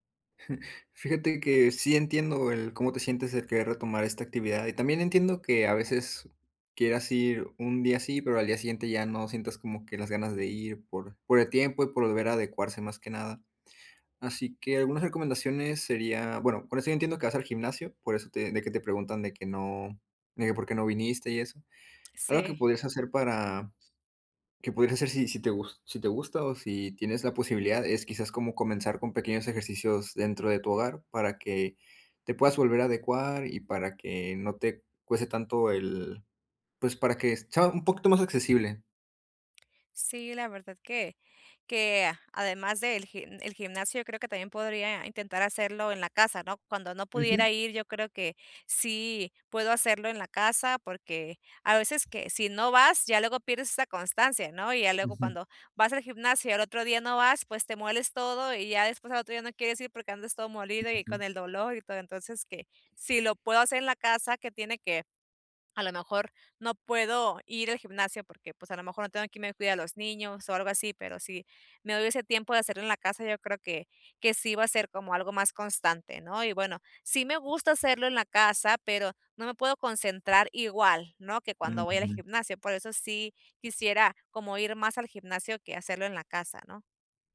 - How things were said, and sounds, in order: chuckle
- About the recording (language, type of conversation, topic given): Spanish, advice, ¿Cómo puedo ser más constante con mi rutina de ejercicio?